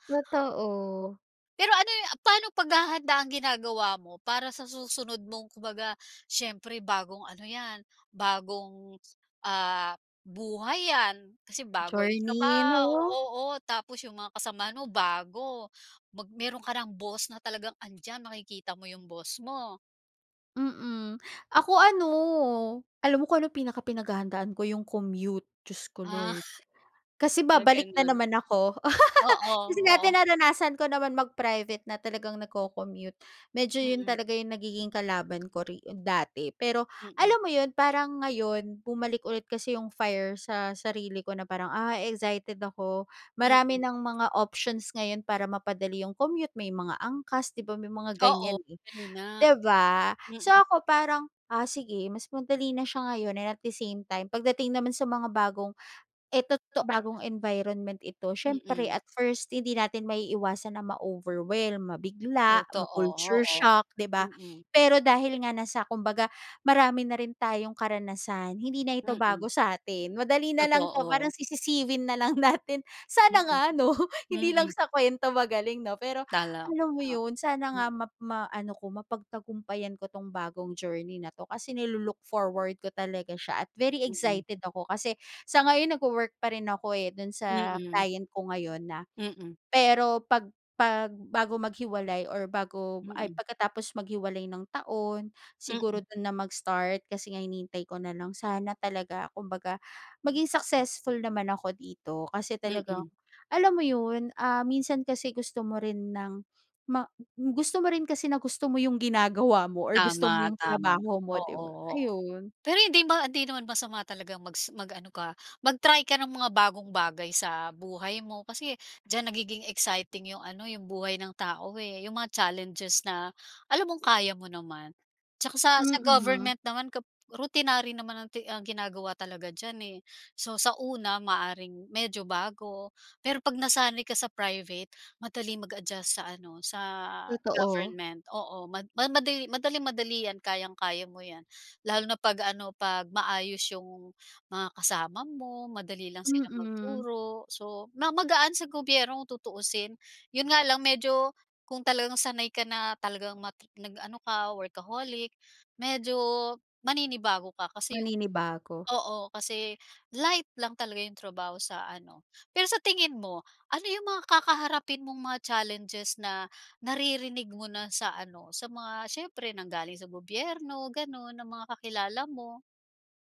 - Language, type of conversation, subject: Filipino, podcast, May nangyari bang hindi mo inaasahan na nagbukas ng bagong oportunidad?
- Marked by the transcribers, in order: laugh; in English: "and at the same time"; in English: "environment"; in English: "at first"; chuckle; in English: "very excited"; in English: "routinary"; in English: "challenges"